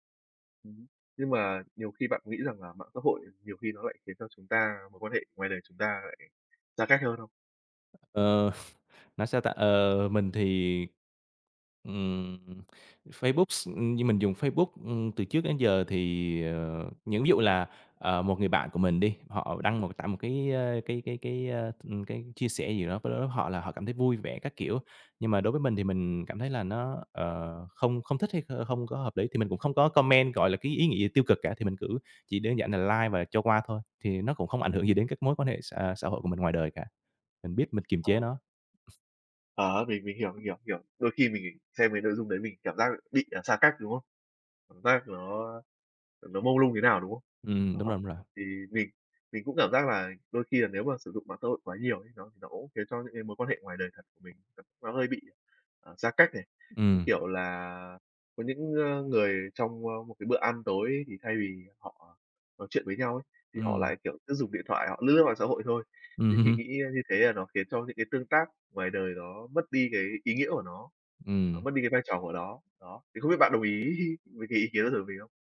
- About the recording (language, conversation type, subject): Vietnamese, unstructured, Bạn thấy ảnh hưởng của mạng xã hội đến các mối quan hệ như thế nào?
- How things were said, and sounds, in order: other background noise; other noise; chuckle; tapping; in English: "comment"; in English: "like"; chuckle; laughing while speaking: "hưm"